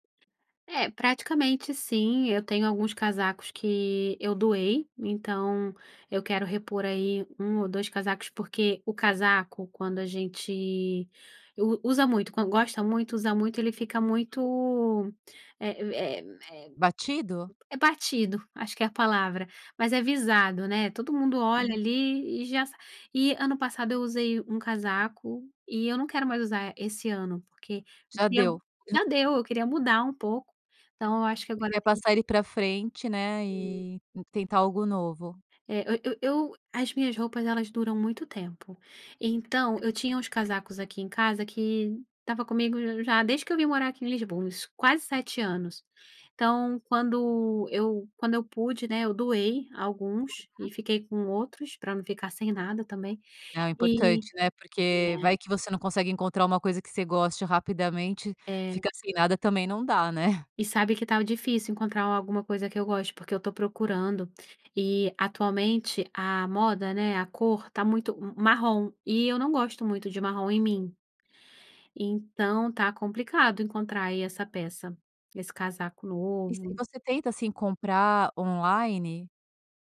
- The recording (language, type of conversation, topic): Portuguese, podcast, Que peça de roupa mudou seu jeito de se vestir e por quê?
- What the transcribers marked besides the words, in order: other background noise; throat clearing; tapping